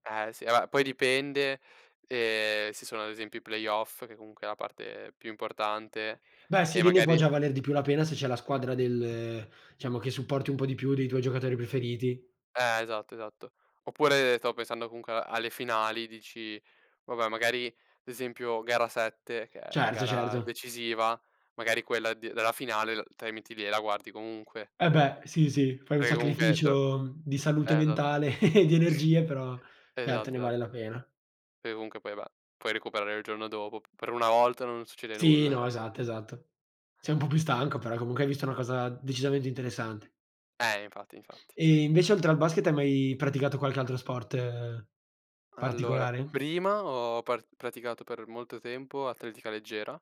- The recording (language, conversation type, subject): Italian, unstructured, Quali sport ti piacciono di più e perché?
- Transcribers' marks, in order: "Vabbè" said as "vaè"; "Perché" said as "perè"; chuckle; "Perché" said as "perè"; laughing while speaking: "nulla"